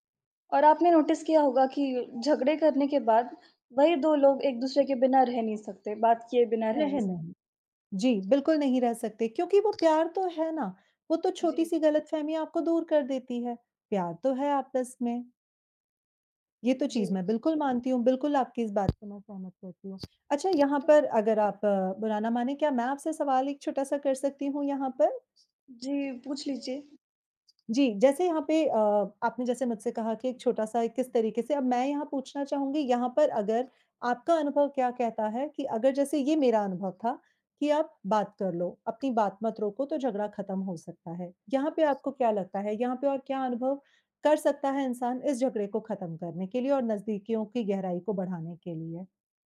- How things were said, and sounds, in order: other background noise; in English: "नोटिस"; tapping
- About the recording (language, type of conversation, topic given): Hindi, unstructured, क्या झगड़े के बाद प्यार बढ़ सकता है, और आपका अनुभव क्या कहता है?